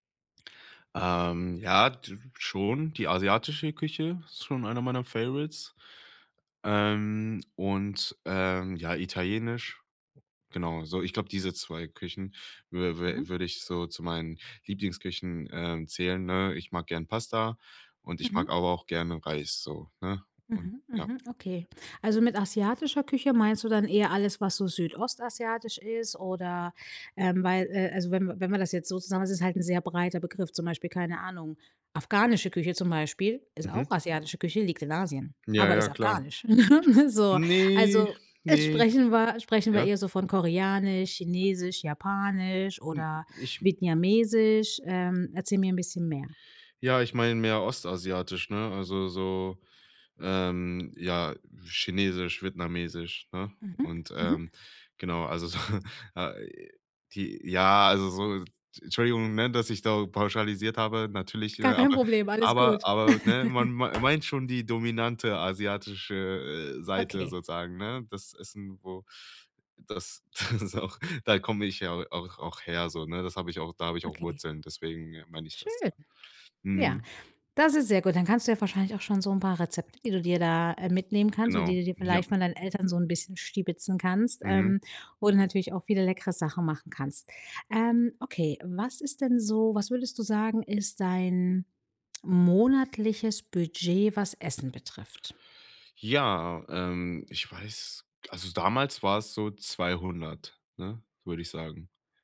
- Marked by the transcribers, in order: in English: "Favorites"; drawn out: "Ne"; laugh; "Vietnamesisch" said as "Vietniamesisch"; laughing while speaking: "so"; joyful: "Gar kein Problem, alles gut"; laugh; tapping; laughing while speaking: "das ist auch"
- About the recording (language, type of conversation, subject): German, advice, Wie kann ich lernen, mich günstig und gesund zu ernähren, wenn ich wenig Zeit und Geld habe?